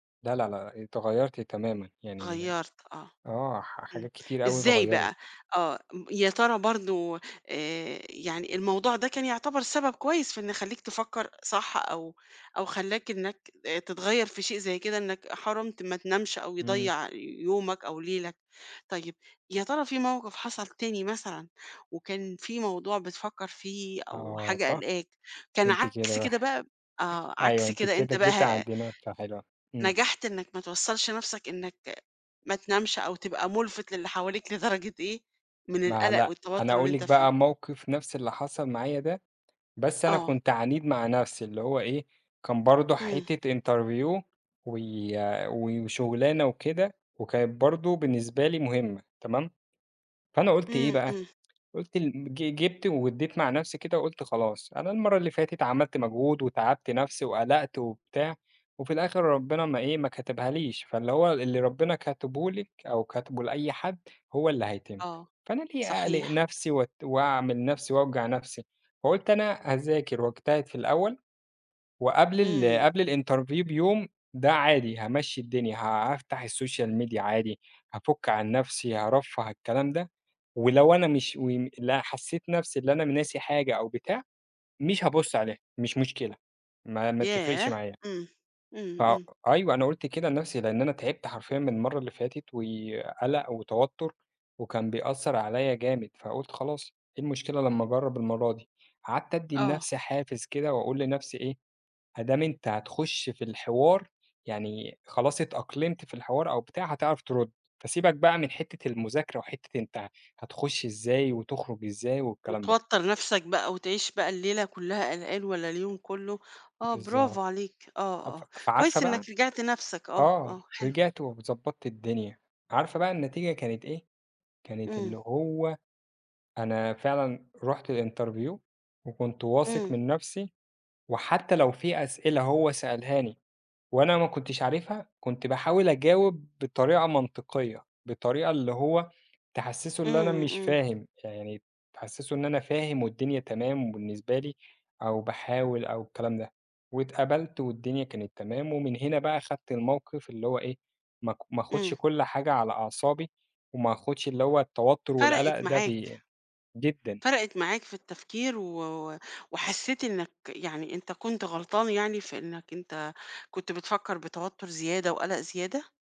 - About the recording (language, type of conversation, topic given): Arabic, podcast, إزاي بتتعامل مع القلق اللي بيمنعك من النوم؟
- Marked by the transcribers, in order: tapping; chuckle; in English: "interview"; in English: "الinterview"; in English: "الsocial media"; in English: "الinterview"